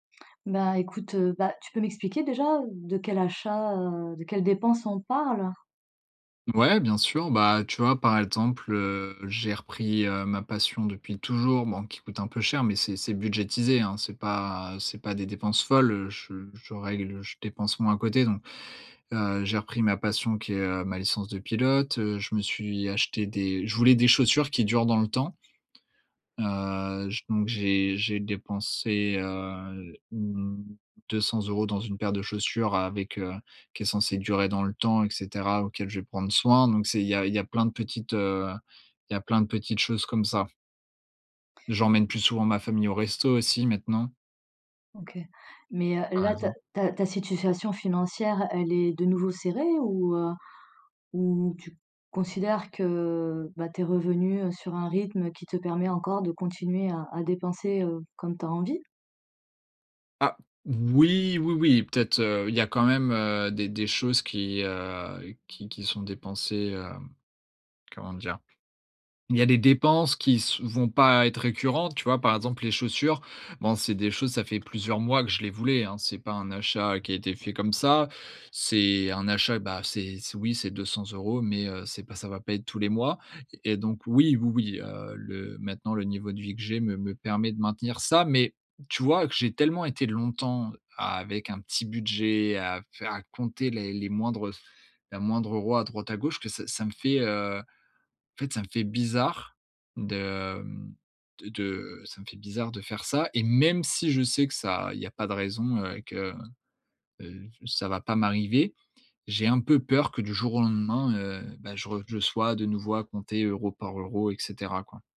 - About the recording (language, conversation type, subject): French, advice, Comment gères-tu la culpabilité de dépenser pour toi après une période financière difficile ?
- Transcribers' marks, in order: "situation" said as "situfation"; "financière" said as "funancière"; drawn out: "que"; stressed: "Oui"; stressed: "même"; other background noise